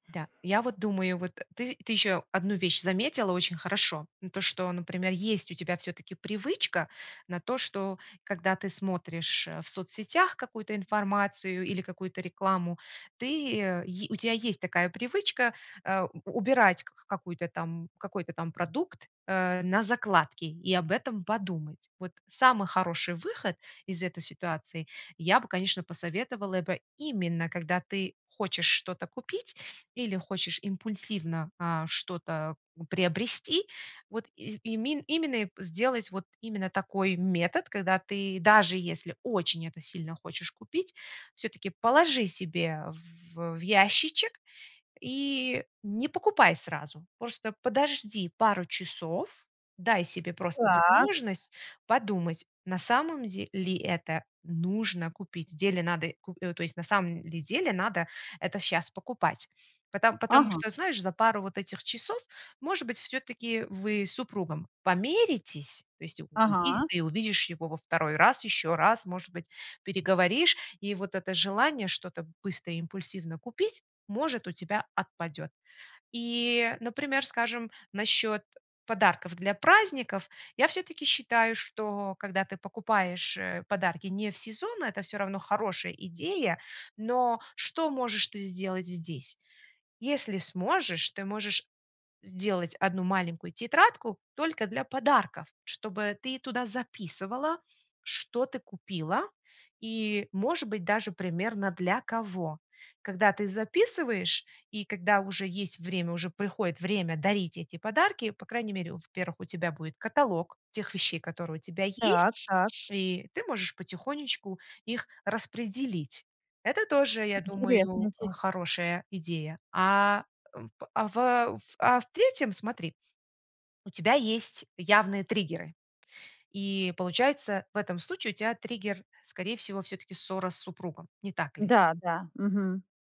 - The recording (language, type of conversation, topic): Russian, advice, Какие импульсивные покупки вы делаете и о каких из них потом жалеете?
- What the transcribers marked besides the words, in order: stressed: "именно"; stressed: "положи"; stressed: "ящичек"; stressed: "нужно"; stressed: "помиритесь"; tapping; other background noise